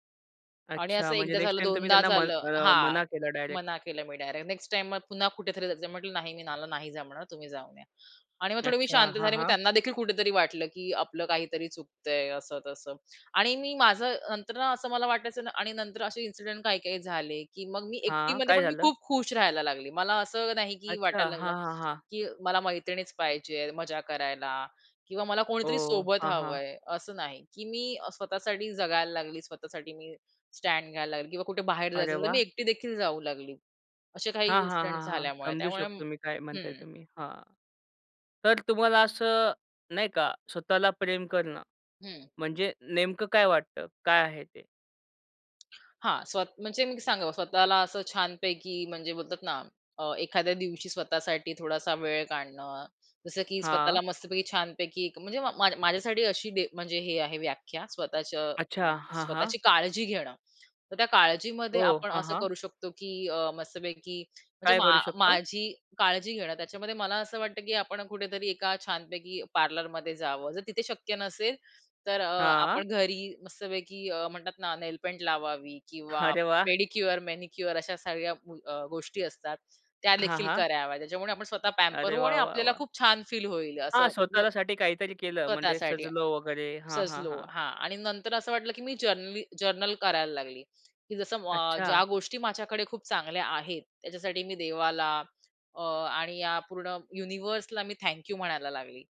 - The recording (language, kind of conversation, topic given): Marathi, podcast, स्वतःवर प्रेम करायला तुम्ही कसे शिकलात?
- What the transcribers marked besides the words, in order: tapping; "मला" said as "नला"; other noise; in English: "पॅम्पर"; unintelligible speech; in English: "जेनरली जर्नल"